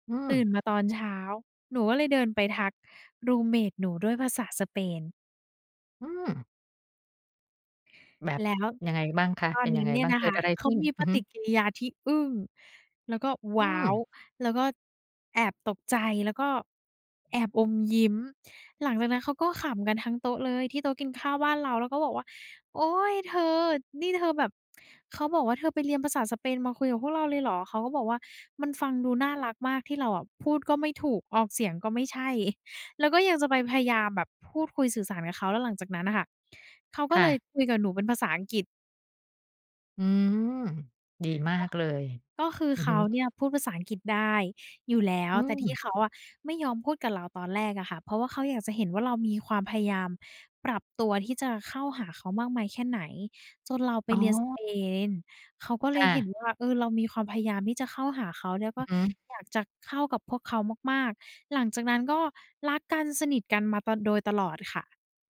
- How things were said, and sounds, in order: in English: "รูมเมต"; tapping
- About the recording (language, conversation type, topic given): Thai, podcast, คุณเคยเจอเหตุการณ์วัฒนธรรมชนกันจนตลกหรืออึดอัดไหม เล่าให้ฟังหน่อยได้ไหม?